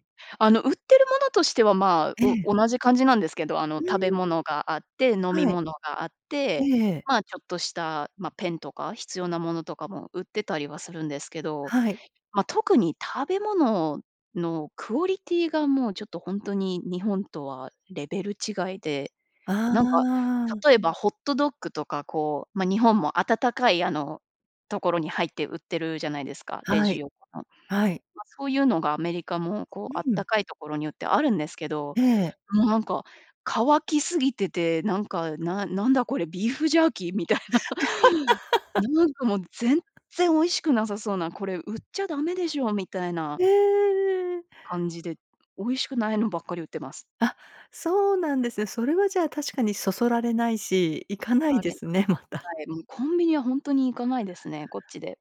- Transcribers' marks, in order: laughing while speaking: "みたいな"; laugh; unintelligible speech; laughing while speaking: "また"
- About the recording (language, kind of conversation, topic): Japanese, podcast, 故郷で一番恋しいものは何ですか？
- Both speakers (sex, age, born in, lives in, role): female, 30-34, Japan, United States, guest; female, 55-59, Japan, United States, host